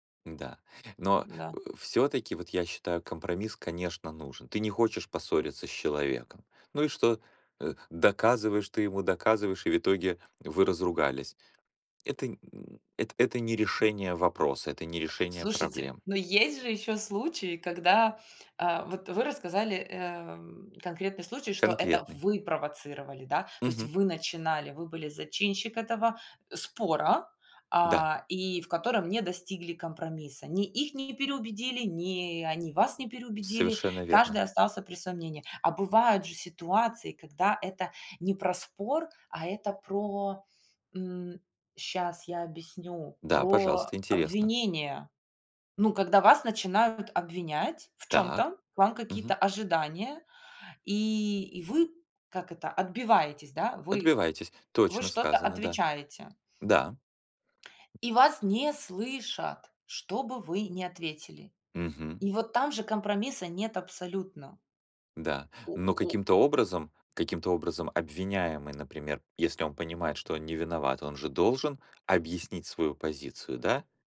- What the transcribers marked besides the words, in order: other background noise; tapping; stressed: "слышат"
- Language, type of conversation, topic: Russian, unstructured, Когда стоит идти на компромисс в споре?